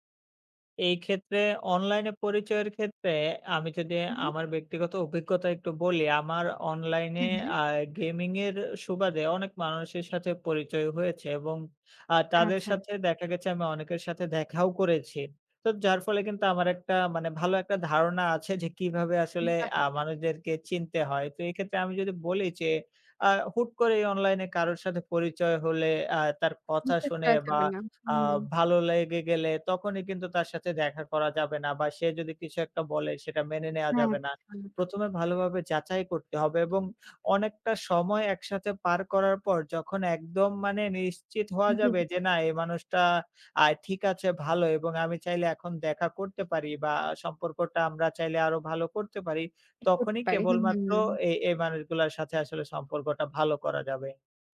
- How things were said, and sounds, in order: tapping; other background noise
- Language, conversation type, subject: Bengali, podcast, অনলাইনে পরিচয়ের মানুষকে আপনি কীভাবে বাস্তবে সরাসরি দেখা করার পর্যায়ে আনেন?